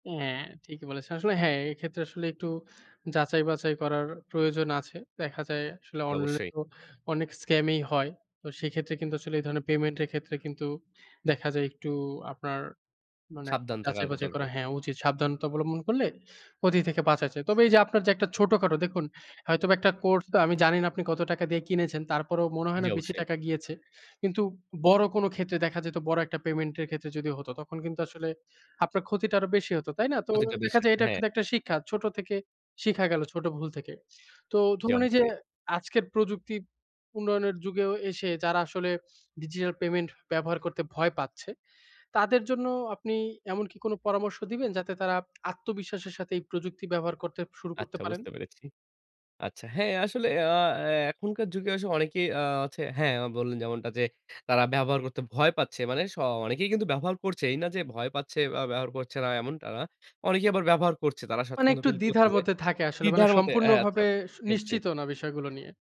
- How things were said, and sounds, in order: other background noise; "সাবধান" said as "সাব্দান"; sniff
- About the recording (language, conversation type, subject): Bengali, podcast, ডিজিটাল পেমেন্ট ব্যবহারের সুবিধা ও ঝুঁকি আপনি কীভাবে দেখেন?